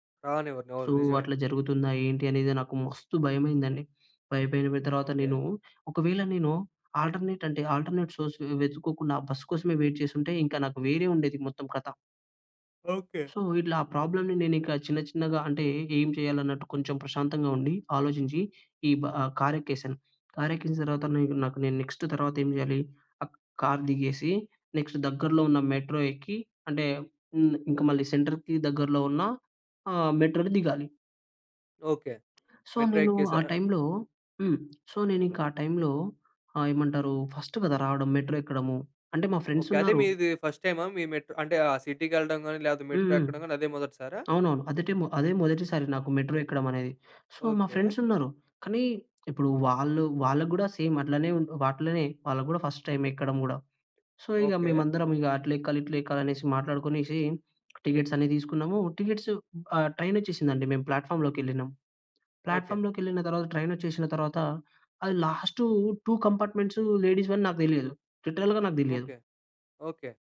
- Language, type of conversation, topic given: Telugu, podcast, భయాన్ని అధిగమించి ముందుకు ఎలా వెళ్లావు?
- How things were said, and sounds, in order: in English: "సో"; in English: "ఆల్టర్నేట్"; in English: "వెయిట్"; in English: "సో"; in English: "ప్రాబ్లమ్‌ని"; in English: "నెక్స్ట్"; in English: "నెక్స్ట్"; in English: "మెట్రో"; in English: "సెంటర్‌కి"; in English: "మెట్రోలో"; in English: "మెట్రో"; tapping; in English: "సో"; in English: "సో"; in English: "ఫస్ట్"; in English: "మెట్రో"; in English: "మెట్రో"; in English: "మెట్రో"; in English: "సో"; in English: "సేమ్"; "అట్లనే" said as "వాట్లనే"; in English: "సో"; in English: "టూ"; in English: "లేడీస్‌వని"; in English: "లిటరల్‌గా"